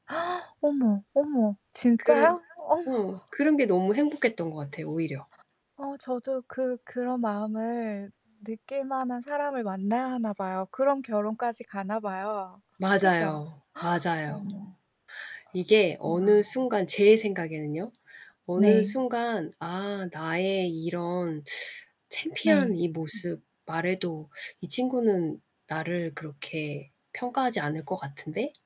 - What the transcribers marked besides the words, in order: gasp; other background noise; static; background speech; laughing while speaking: "어머"; tapping; gasp; distorted speech
- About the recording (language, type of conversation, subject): Korean, unstructured, 연애할 때 가장 행복했던 순간은 언제인가요?